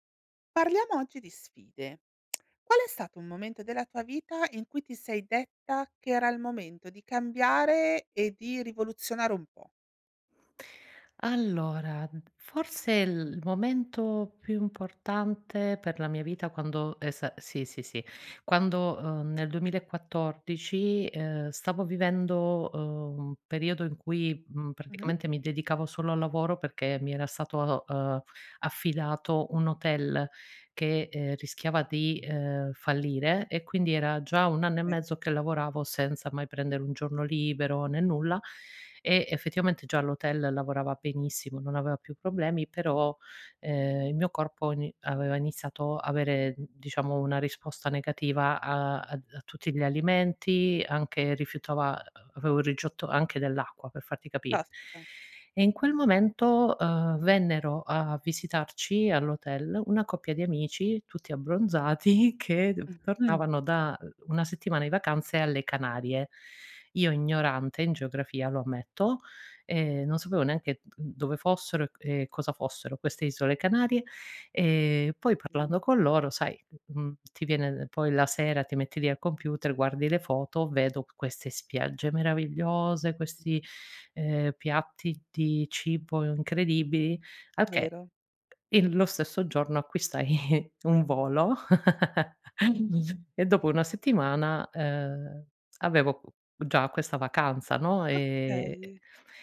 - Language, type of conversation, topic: Italian, podcast, Qual è stata una sfida che ti ha fatto crescere?
- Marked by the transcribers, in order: tongue click; "Allora" said as "allorad"; "aveva" said as "avea"; "rigetto" said as "rigiotto"; laughing while speaking: "abbronzati"; "di" said as "i"; other background noise; chuckle